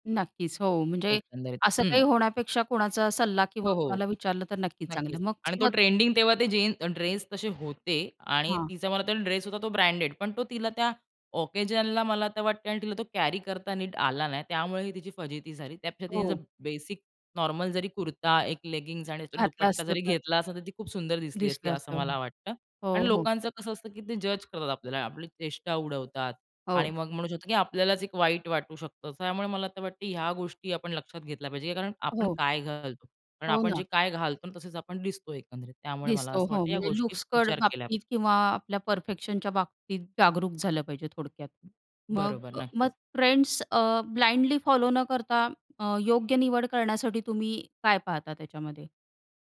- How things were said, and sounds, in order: in English: "ओकेजनला"; in English: "कॅरी"; in English: "लेगिंग्स"; unintelligible speech; in English: "फ्रेंड्स"; in English: "ब्लाइंडली"
- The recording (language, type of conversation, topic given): Marathi, podcast, तुम्ही ट्रेंड आणि स्वतःपण यांचा समतोल कसा साधता?